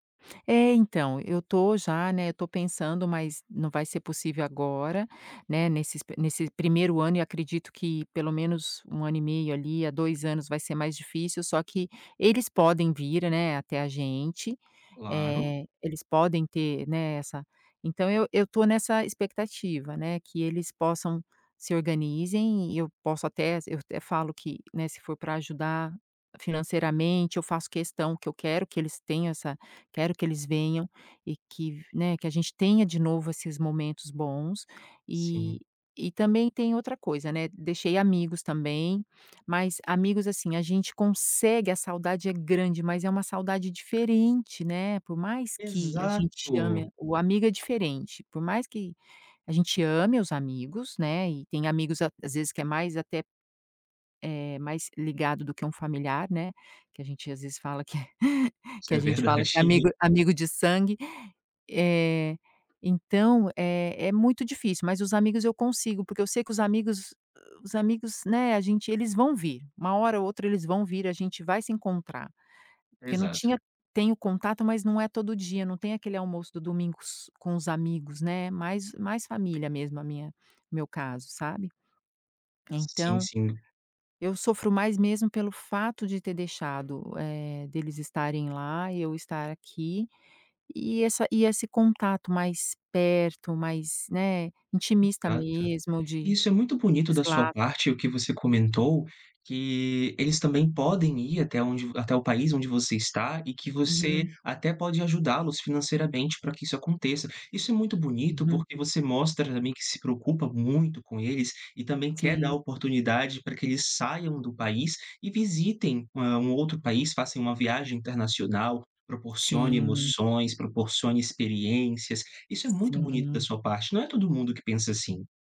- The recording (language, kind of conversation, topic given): Portuguese, advice, Como lidar com a culpa por deixar a família e os amigos para trás?
- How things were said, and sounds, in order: tapping; other background noise; chuckle; unintelligible speech